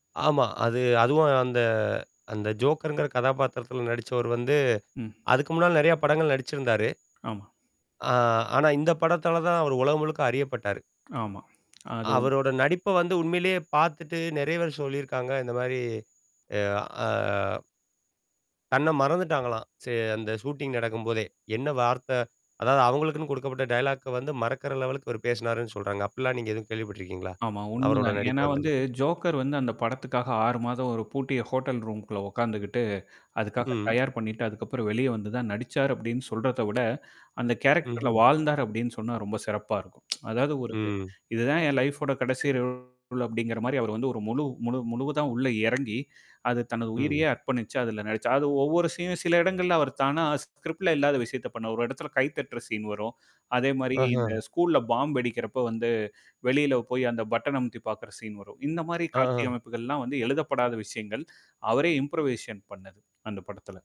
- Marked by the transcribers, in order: in English: "ஜோக்கர்"; static; lip smack; in English: "ஷூட்டிங்"; in English: "டயலாக்க"; in English: "லெவலு"; in English: "ஜோக்கர்"; in English: "ஹோட்டல் ரூம்"; in English: "கேரக்டர்"; tsk; in English: "லைஃப்வோட"; in English: "ரோல்"; distorted speech; in English: "சீனும்"; in English: "ஸ்க்ரிப்டு"; in English: "சீன்"; in English: "ஸ்கூல்ல பாம்"; in English: "சீன்"; in English: "இம்ப்ரூவேஷன்"
- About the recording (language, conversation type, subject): Tamil, podcast, ஏன் சில திரைப்படங்கள் காலப்போக்கில் ரசிகர் வழிபாட்டுப் படங்களாக மாறுகின்றன?